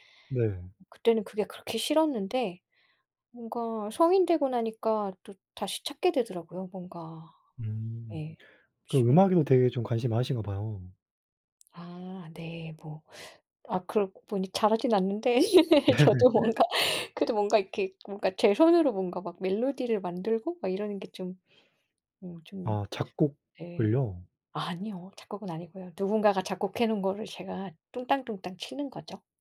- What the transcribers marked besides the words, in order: laugh; laughing while speaking: "저도 뭔가"; laughing while speaking: "네"
- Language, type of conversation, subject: Korean, unstructured, 취미를 하다가 가장 놀랐던 순간은 언제였나요?